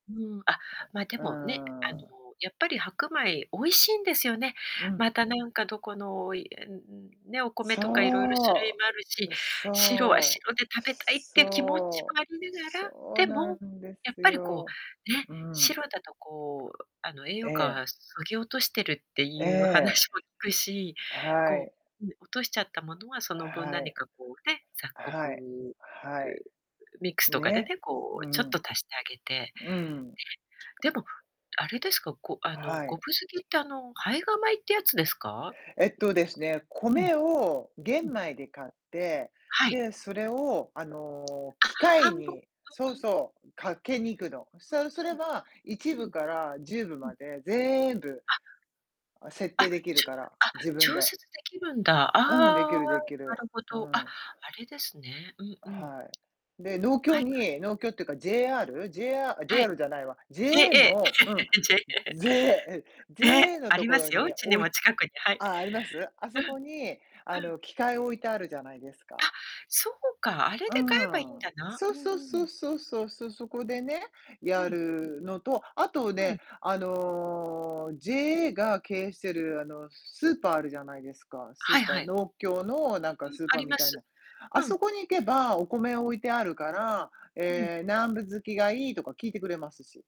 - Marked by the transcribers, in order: tapping; other background noise; distorted speech; chuckle
- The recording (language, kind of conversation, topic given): Japanese, unstructured, 玄米と白米では、どちらのほうが栄養価が高いですか？